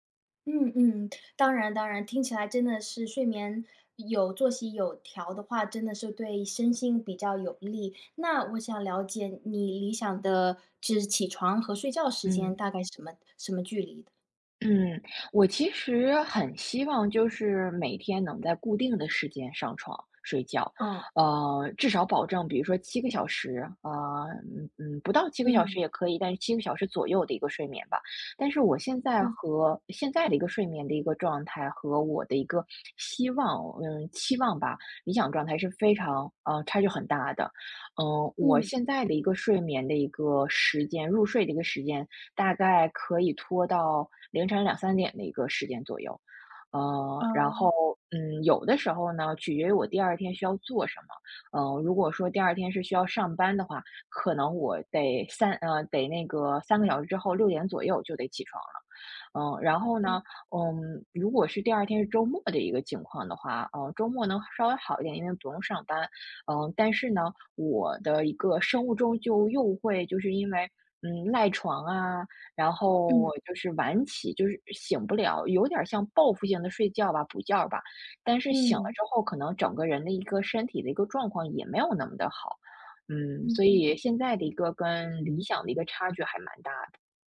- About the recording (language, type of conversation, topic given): Chinese, advice, 我想养成规律作息却总是熬夜，该怎么办？
- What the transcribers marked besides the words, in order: none